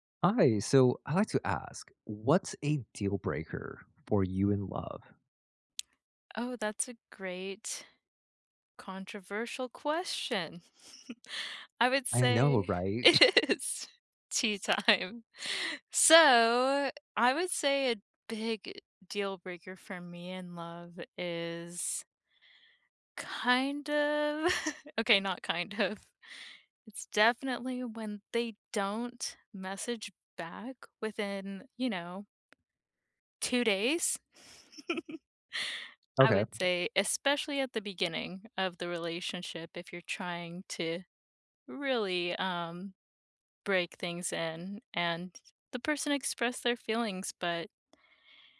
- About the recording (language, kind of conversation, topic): English, unstructured, What’s a deal breaker for you in love?
- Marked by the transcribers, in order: tapping; chuckle; laughing while speaking: "it is tea time"; cough; stressed: "So"; laughing while speaking: "okay"; chuckle; other background noise